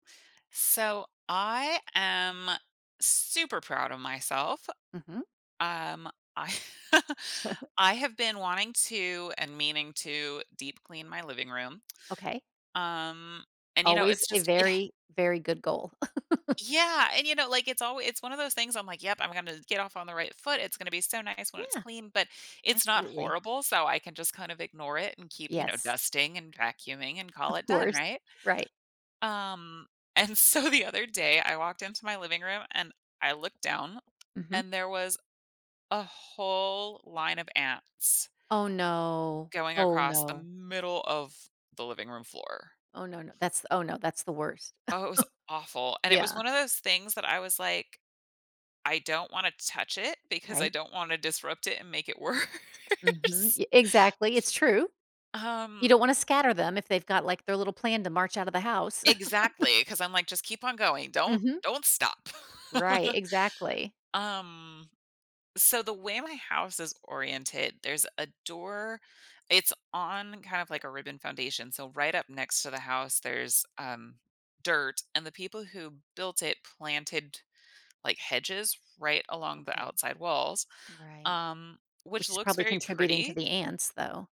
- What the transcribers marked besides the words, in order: chuckle; chuckle; laugh; background speech; laughing while speaking: "and so"; chuckle; laughing while speaking: "worse"; laugh; laugh; tapping
- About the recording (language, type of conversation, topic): English, advice, How can I meaningfully celebrate and make the most of my recent achievement?